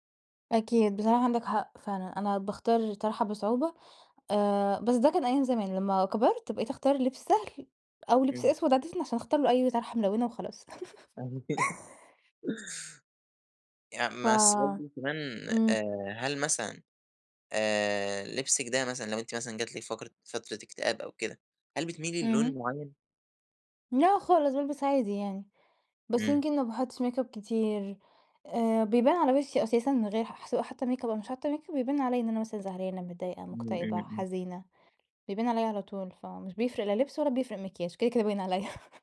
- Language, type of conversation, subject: Arabic, podcast, إزاي بتختار لبسك كل يوم؟
- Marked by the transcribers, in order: chuckle; in English: "ميك أب"; in English: "ميك أب"; in English: "ميك أب"; laughing while speaking: "كده كده باين عليّا"